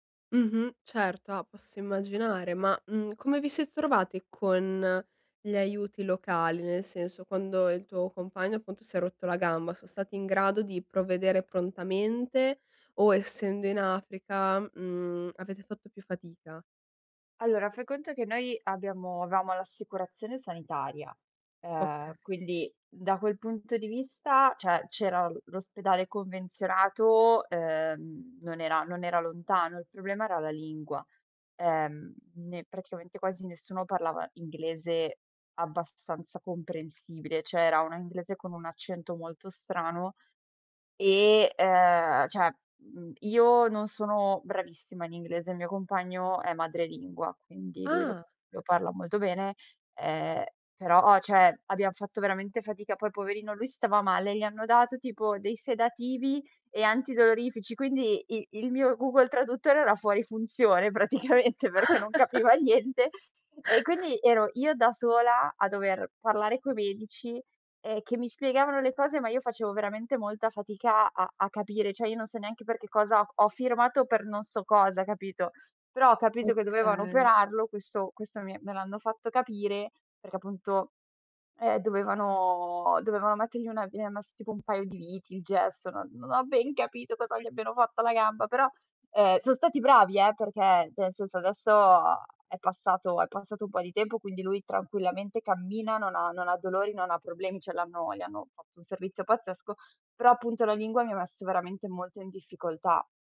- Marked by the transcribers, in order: "avevamo" said as "aveamo"; "cioè" said as "ceh"; "Cioè" said as "ceh"; "cioè" said as "ceh"; "cioè" said as "ceh"; laughing while speaking: "praticamente"; laughing while speaking: "niente"; chuckle; "cioè" said as "ceh"; "cioè" said as "ceh"; "cioè" said as "ceh"
- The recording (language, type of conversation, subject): Italian, advice, Cosa posso fare se qualcosa va storto durante le mie vacanze all'estero?
- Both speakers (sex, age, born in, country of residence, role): female, 20-24, Italy, Italy, advisor; female, 25-29, Italy, Italy, user